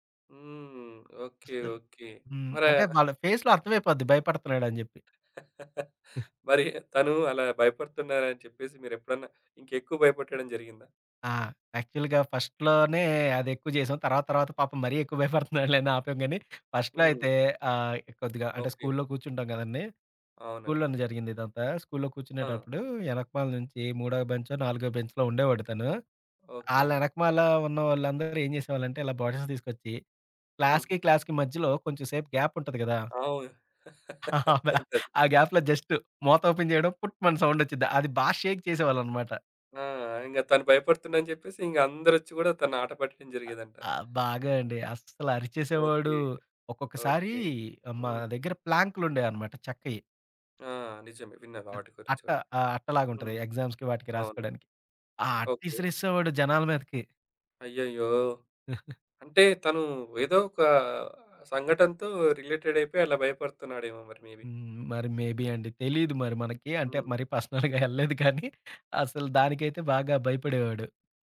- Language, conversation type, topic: Telugu, podcast, ఆలోచనలు వేగంగా పరుగెత్తుతున్నప్పుడు వాటిని ఎలా నెమ్మదింపచేయాలి?
- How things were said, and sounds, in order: in English: "ఫేస్‌లో"; other background noise; laugh; in English: "యాక్చువల్‌గా ఫస్ట్‌లోనే"; laughing while speaking: "భయపడుతున్నాడులే అని ఆపాం గాని"; in English: "ఫస్ట్‌లో"; tapping; in English: "బాటిల్స్"; in English: "క్లాస్‌కి, క్లాస్‌కి"; in English: "గ్యాప్"; laughing while speaking: "ఆ బా"; laugh; in English: "గ్యాప్‌లో జస్ట్"; in English: "సౌండ్"; in English: "షేక్"; in English: "ఎగ్జామ్స్‌కి"; chuckle; in English: "రిలేటెడ్"; in English: "మేబి"; in English: "మేబి"; laughing while speaking: "పర్సనల్‌గా యెళ్ళలేదు కానీ"; in English: "పర్సనల్‌గా"